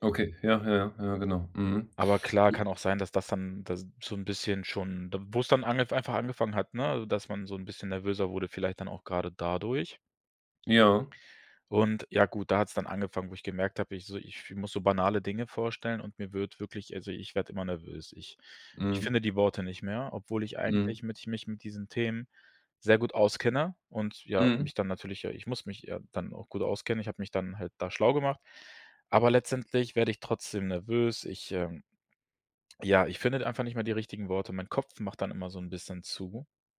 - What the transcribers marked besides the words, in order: none
- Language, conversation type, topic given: German, advice, Wie kann ich in sozialen Situationen weniger nervös sein?